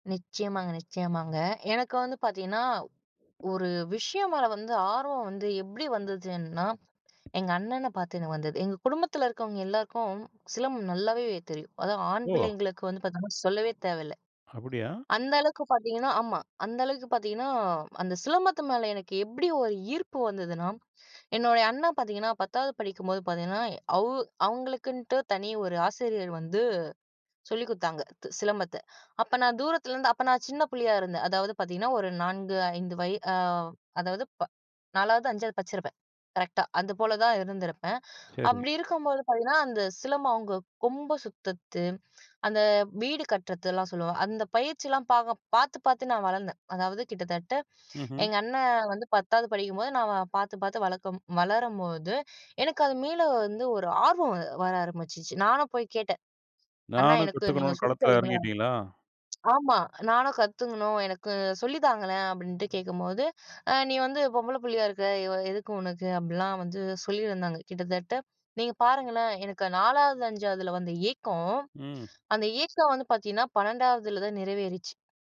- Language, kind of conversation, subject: Tamil, podcast, உங்கள் கலை அடையாளம் எப்படி உருவானது?
- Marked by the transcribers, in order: "எப்டி" said as "எப்படி"; "சேரி" said as "சரி"; "அப்டி" said as "அப்படி"; "சுத்தத்து" said as "சுழற்றுவது"; "மீள" said as "மேல"; "ஆரம்பிச்சுச்சு" said as "ஆரம்பித்துவிட்டது"